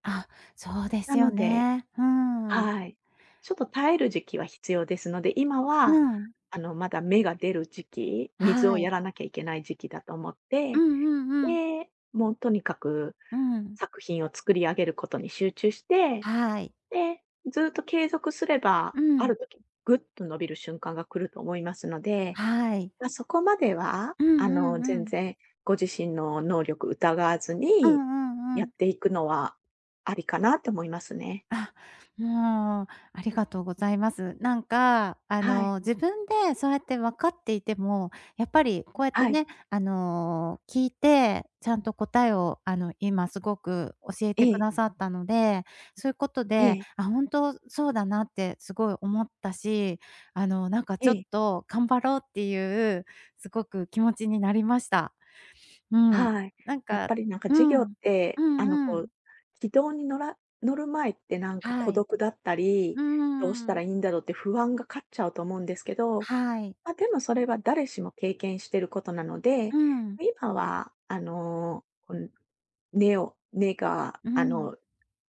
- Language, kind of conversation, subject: Japanese, advice, 期待した売上が出ず、自分の能力に自信が持てません。どうすればいいですか？
- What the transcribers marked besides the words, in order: none